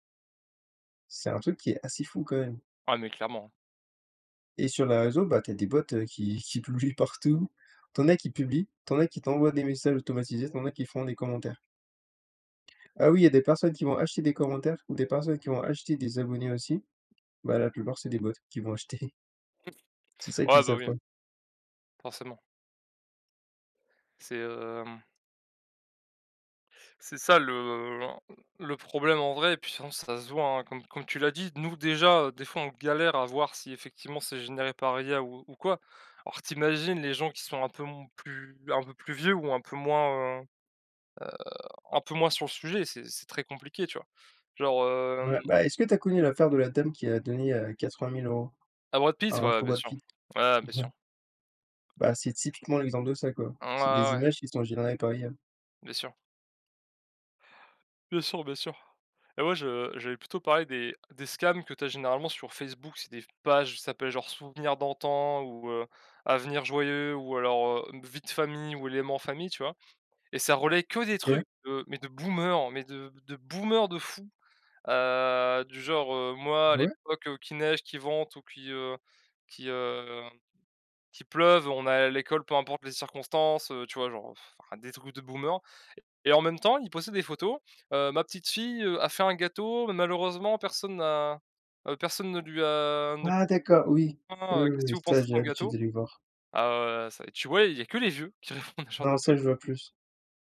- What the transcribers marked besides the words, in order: tapping; chuckle; in English: "scams"; stressed: "boomers"; sigh; unintelligible speech; laughing while speaking: "qui répondent"
- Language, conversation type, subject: French, unstructured, Comment la technologie peut-elle aider à combattre les fausses informations ?